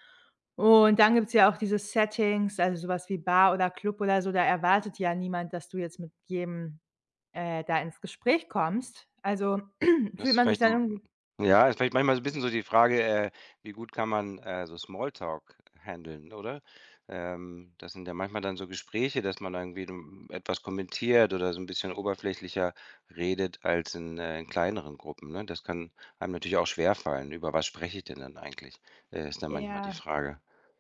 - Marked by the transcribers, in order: other background noise; throat clearing; in English: "handeln"
- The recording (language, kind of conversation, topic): German, advice, Wie äußert sich deine soziale Angst bei Treffen oder beim Small Talk?